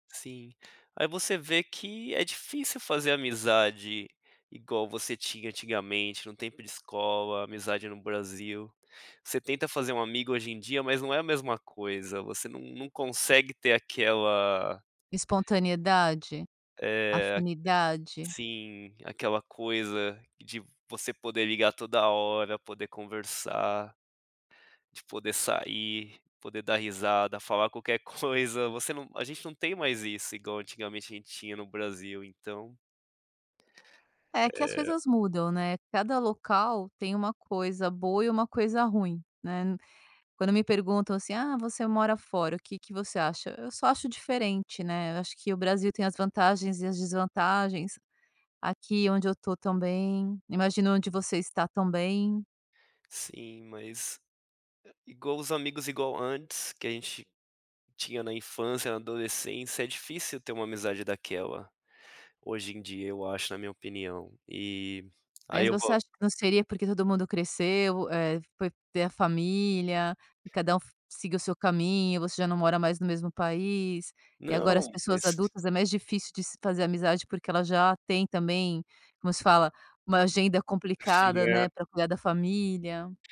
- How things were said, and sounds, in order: chuckle
- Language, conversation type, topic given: Portuguese, podcast, Qual foi o momento que te ensinou a valorizar as pequenas coisas?